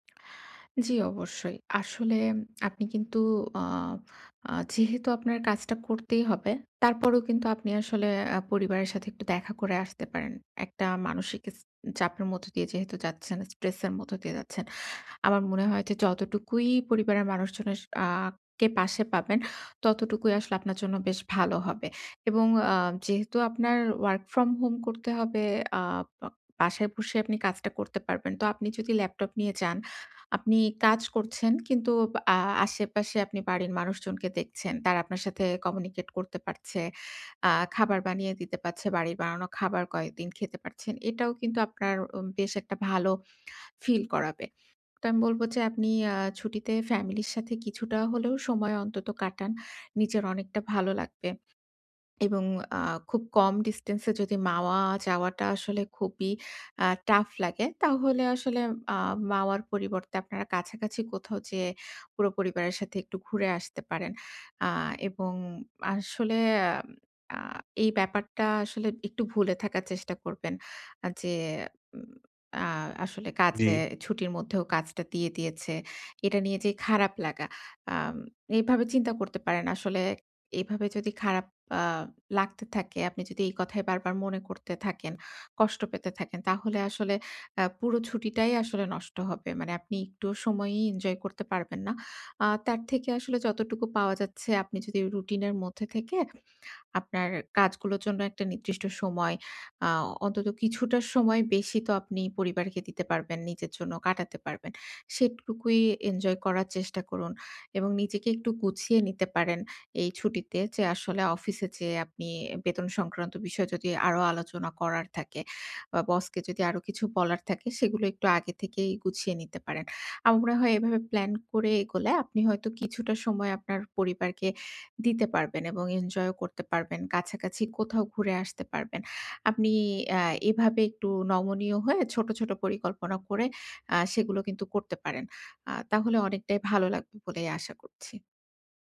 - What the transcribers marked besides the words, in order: tapping; other background noise
- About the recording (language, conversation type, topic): Bengali, advice, অপরিকল্পিত ছুটিতে আমি কীভাবে দ্রুত ও সহজে চাপ কমাতে পারি?